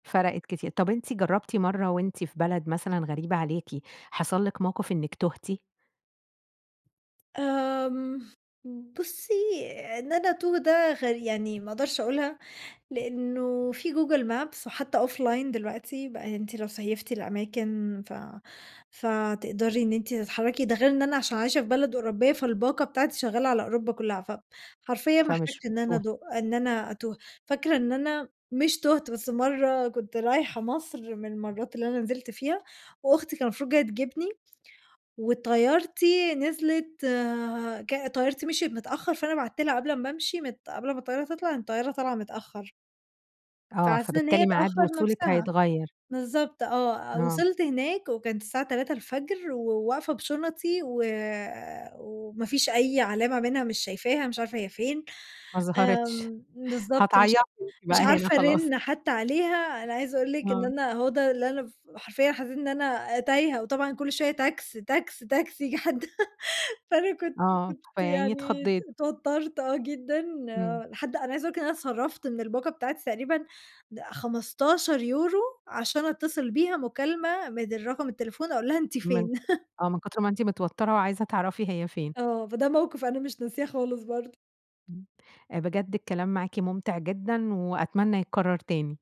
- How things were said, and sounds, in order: in English: "offline"; in English: "سِيّفتِ"; laughing while speaking: "ما ظهرتش، هتعيطي أنتِ بقى هنا خلاص"; tapping; laughing while speaking: "ييجي حد فأنا كنت كنت يعني اتوترت، آه جدًا"; laugh; laugh
- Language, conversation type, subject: Arabic, podcast, إيه نصيحتك للي بيفكّر يسافر لوحده لأول مرة؟